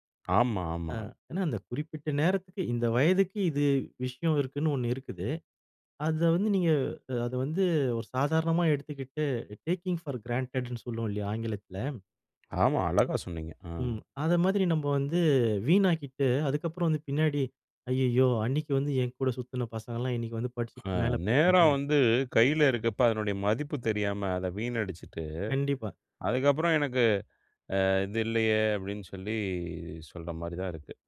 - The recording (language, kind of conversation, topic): Tamil, podcast, நேரமும் அதிர்ஷ்டமும்—உங்கள் வாழ்க்கையில் எது அதிகம் பாதிப்பதாக நீங்கள் நினைக்கிறீர்கள்?
- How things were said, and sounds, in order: in English: "டேக்கிங் ஃபார் கிராண்டெட்ன்னு"; other background noise